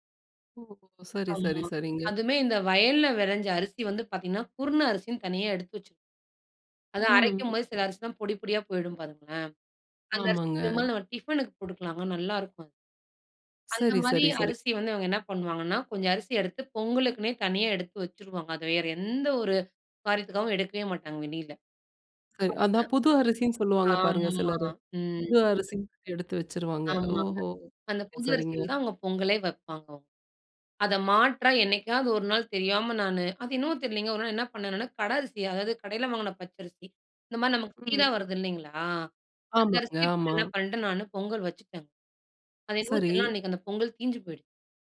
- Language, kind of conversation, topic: Tamil, podcast, உணவு உங்கள் கலாச்சாரத்தை எப்படி வெளிப்படுத்துகிறது?
- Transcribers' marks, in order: other noise; tapping; unintelligible speech; drawn out: "ஆமா"